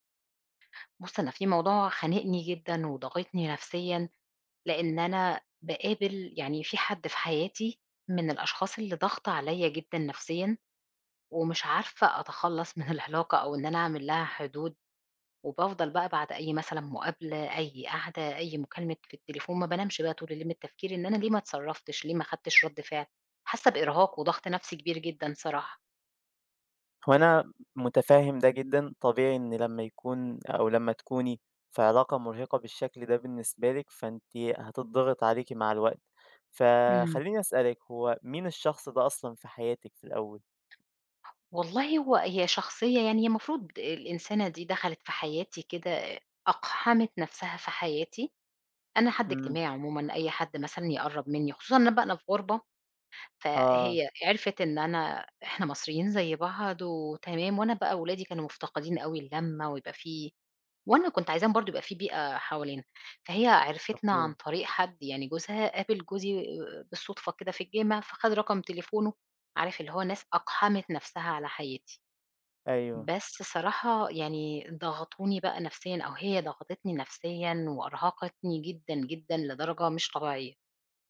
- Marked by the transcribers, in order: other background noise; unintelligible speech
- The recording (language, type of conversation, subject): Arabic, advice, إزاي بتحس لما ما بتحطّش حدود واضحة في العلاقات اللي بتتعبك؟